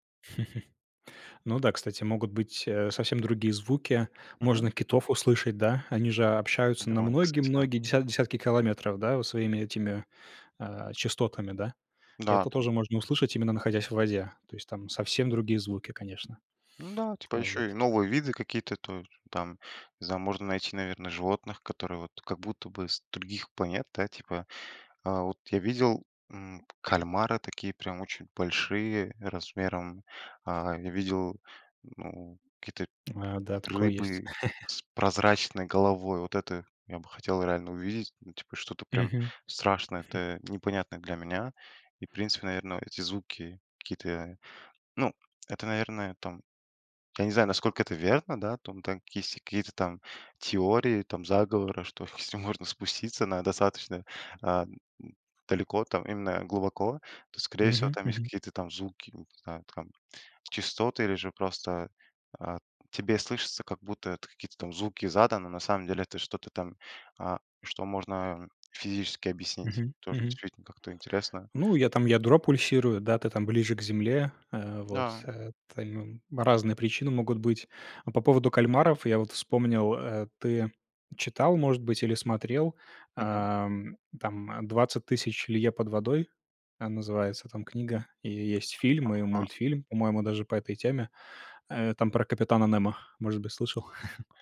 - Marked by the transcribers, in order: chuckle; tapping; chuckle; chuckle; other background noise; chuckle
- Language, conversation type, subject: Russian, podcast, Какие звуки природы тебе нравятся слушать и почему?
- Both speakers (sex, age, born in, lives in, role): male, 20-24, Belarus, Poland, host; male, 20-24, Kazakhstan, Hungary, guest